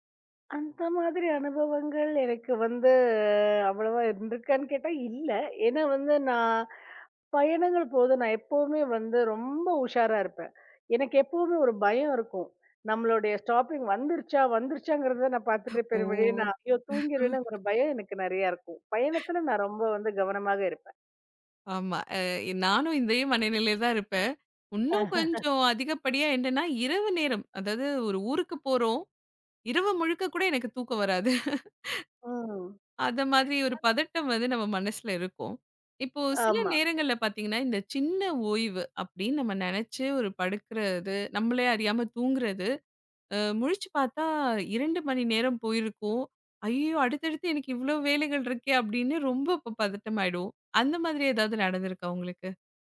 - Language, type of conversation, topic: Tamil, podcast, சிறு ஓய்வுகள் எடுத்த பிறகு உங்கள் அனுபவத்தில் என்ன மாற்றங்களை கவனித்தீர்கள்?
- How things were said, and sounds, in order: in English: "ஸ்டாப்பிங்"; laugh; other noise; laugh; laugh